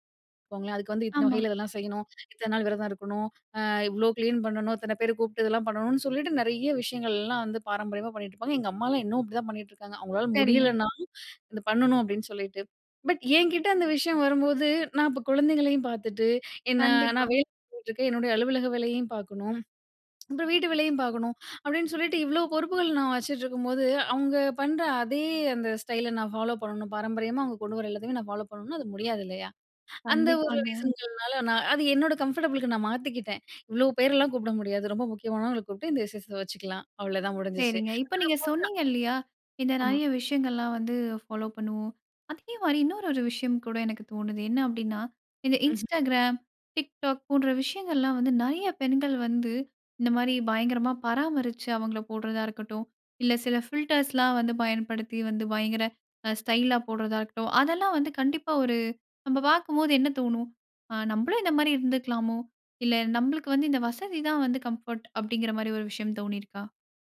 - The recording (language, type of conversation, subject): Tamil, podcast, சில நேரங்களில் ஸ்டைலை விட வசதியை முன்னிலைப்படுத்துவீர்களா?
- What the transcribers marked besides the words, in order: other background noise; "போயிட்டிருக்கேன்" said as "டிருக்கேன்"; swallow; unintelligible speech